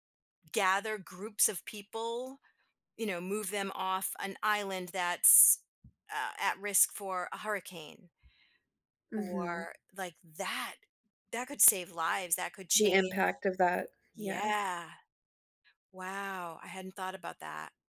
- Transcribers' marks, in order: tapping; other background noise
- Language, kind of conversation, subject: English, unstructured, What would change in your daily life with instant teleportation?
- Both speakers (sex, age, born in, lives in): female, 25-29, United States, United States; female, 55-59, United States, United States